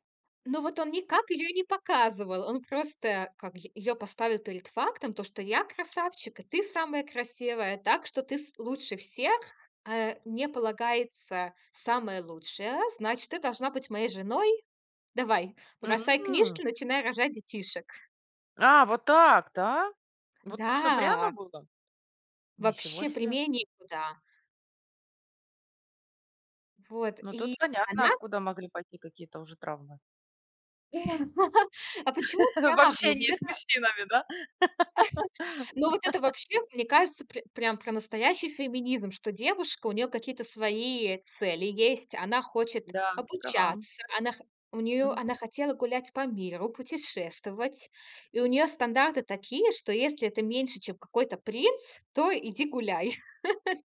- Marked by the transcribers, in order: other background noise; laugh; laugh; tapping; laugh
- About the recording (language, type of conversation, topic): Russian, podcast, Какие мультфильмы или передачи из детства были у вас любимыми и почему вы их любили?